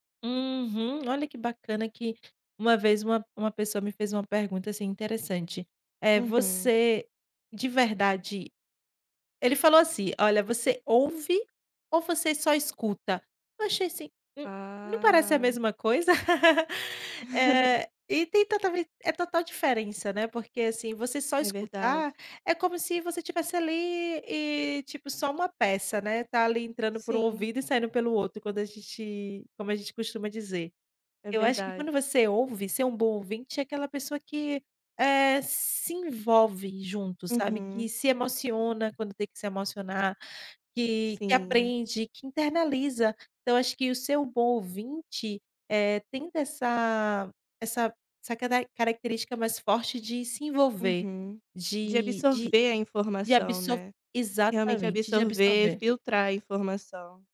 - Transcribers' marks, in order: tapping; laugh
- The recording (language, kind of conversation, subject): Portuguese, podcast, O que torna alguém um bom ouvinte?